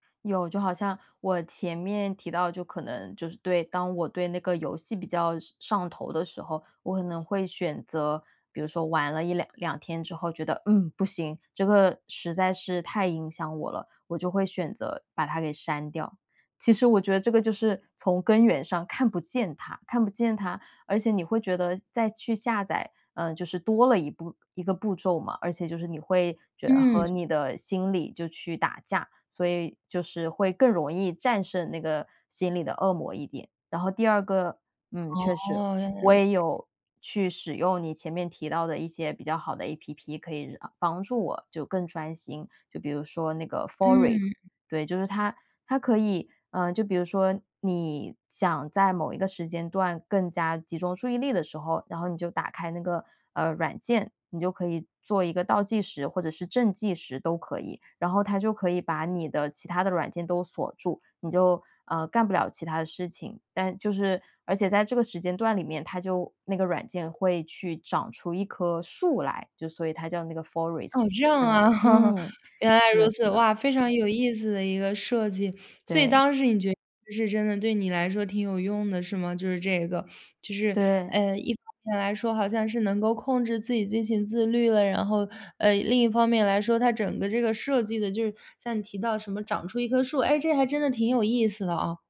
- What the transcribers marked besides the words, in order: other background noise; other noise; laugh
- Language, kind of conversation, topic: Chinese, podcast, 你会用哪些方法来对抗手机带来的分心？